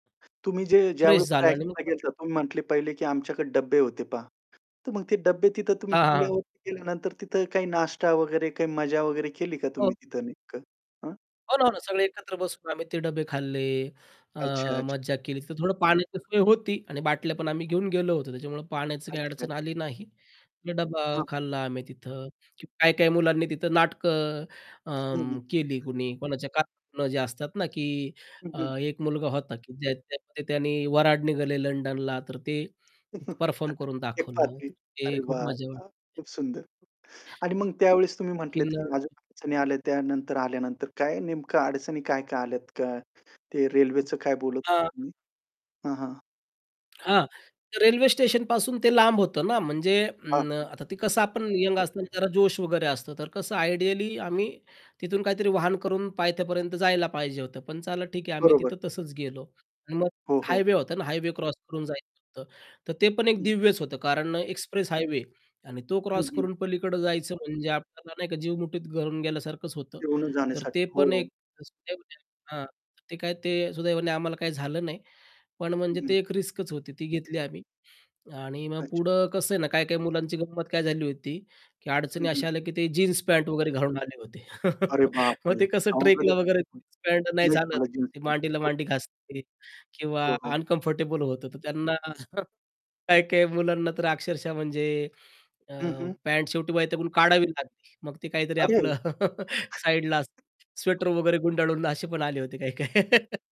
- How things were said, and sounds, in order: tapping; in English: "फ्रेश"; other background noise; distorted speech; static; unintelligible speech; chuckle; in English: "आयडियली"; laugh; in English: "अनकम्फर्टेबल"; chuckle; laugh; laugh
- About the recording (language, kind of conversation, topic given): Marathi, podcast, तुमच्या आवडत्या ट्रेकचा अनुभव कसा होता?